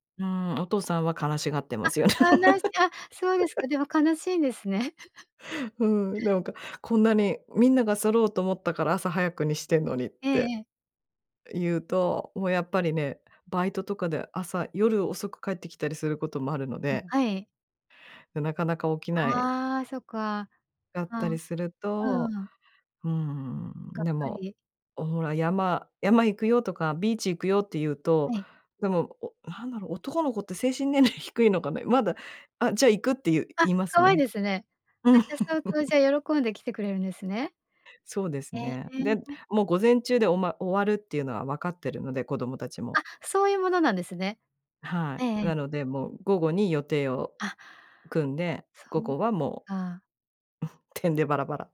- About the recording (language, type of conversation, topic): Japanese, podcast, 週末はご家族でどんなふうに過ごすことが多いですか？
- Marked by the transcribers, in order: laugh; chuckle; other background noise; laugh; chuckle